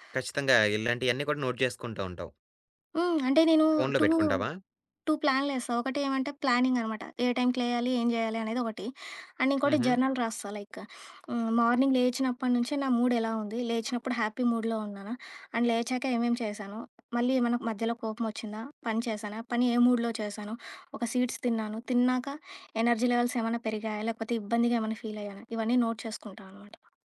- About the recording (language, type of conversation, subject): Telugu, podcast, ఉదయం లేవగానే మీరు చేసే పనులు ఏమిటి, మీ చిన్న అలవాట్లు ఏవి?
- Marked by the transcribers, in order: in English: "నోట్"; in English: "టూ టూ"; in English: "అండ్"; in English: "జర్నల్"; in English: "మార్నింగ్"; in English: "మూడ్"; in English: "హ్యాపీ మూడ్‍లో"; in English: "అండ్"; other background noise; in English: "మూడ్‍లో"; in English: "సీడ్స్"; in English: "ఎనర్జీ లెవెల్స్"; in English: "ఫీల్"; in English: "నోట్"